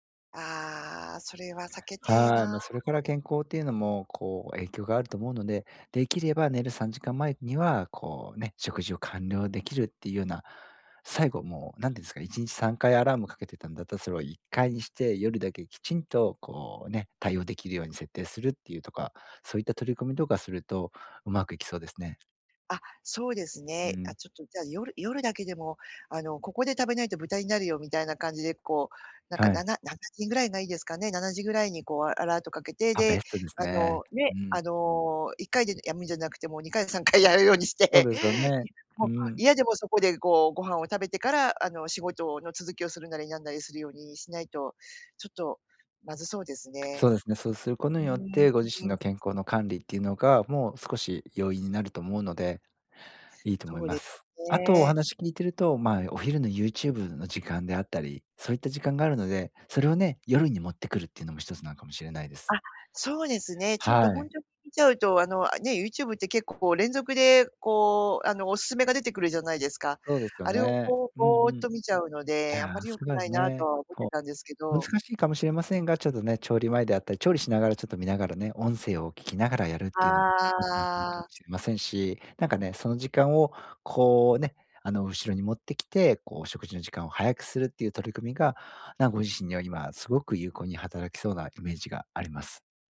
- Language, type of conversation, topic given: Japanese, advice, 食事の時間が不規則で体調を崩している
- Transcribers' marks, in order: laughing while speaking: "にかい さんかい やるようにして"; tapping; unintelligible speech